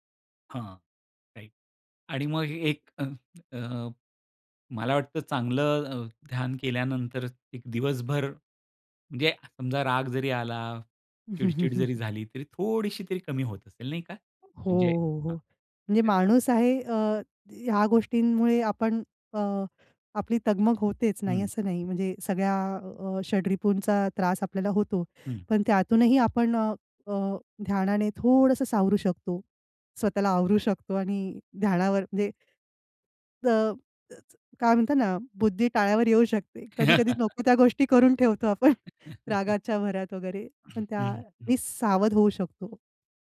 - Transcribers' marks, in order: in English: "राईट"; laughing while speaking: "हं, हं, हं"; unintelligible speech; unintelligible speech; tapping; laugh; laughing while speaking: "गोष्टी करून ठेवतो आपण"; other noise; stressed: "सावध"
- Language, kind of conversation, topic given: Marathi, podcast, ध्यानासाठी शांत जागा उपलब्ध नसेल तर तुम्ही काय करता?